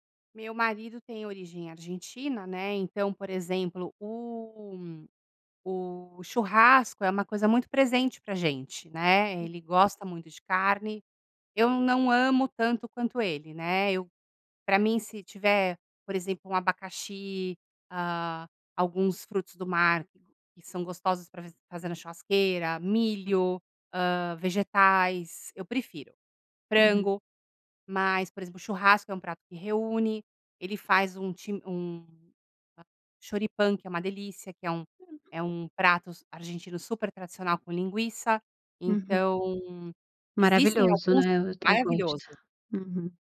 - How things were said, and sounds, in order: other background noise; unintelligible speech
- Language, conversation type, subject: Portuguese, podcast, Qual é uma comida tradicional que reúne a sua família?